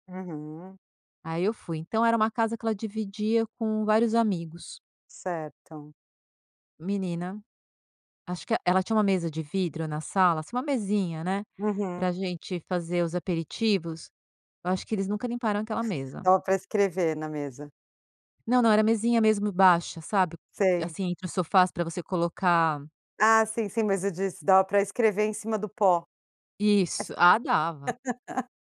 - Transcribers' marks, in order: laugh
- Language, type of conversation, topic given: Portuguese, podcast, Como você evita distrações domésticas quando precisa se concentrar em casa?